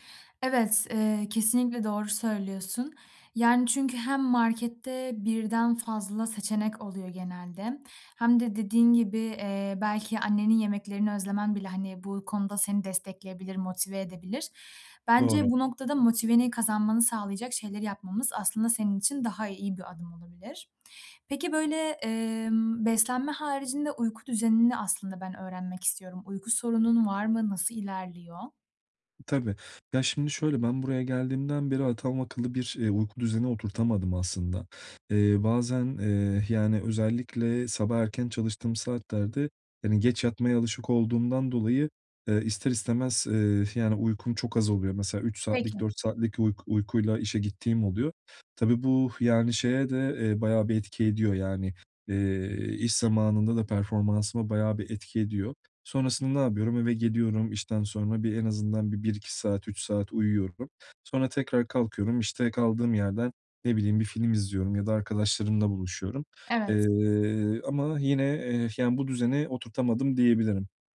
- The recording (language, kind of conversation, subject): Turkish, advice, Yeni bir yerde beslenme ve uyku düzenimi nasıl iyileştirebilirim?
- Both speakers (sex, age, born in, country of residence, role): female, 20-24, Turkey, Poland, advisor; male, 30-34, Turkey, Portugal, user
- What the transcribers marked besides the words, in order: other background noise; tapping; "adam" said as "atam"